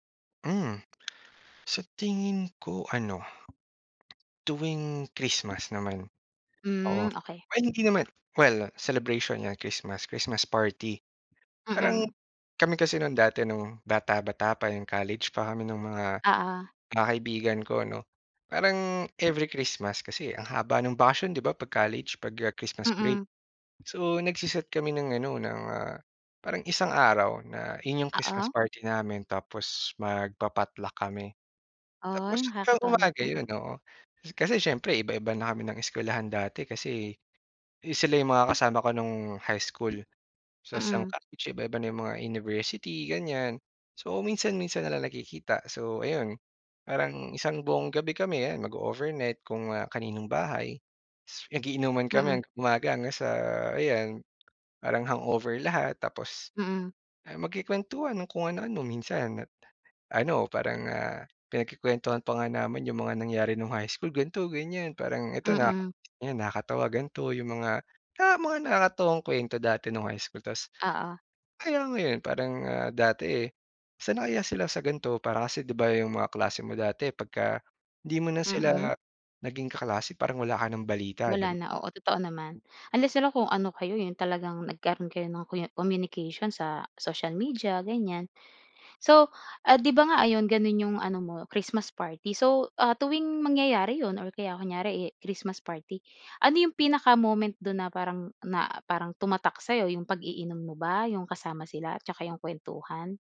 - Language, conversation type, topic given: Filipino, podcast, May alaala ka ba ng isang pista o selebrasyon na talagang tumatak sa’yo?
- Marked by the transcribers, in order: other background noise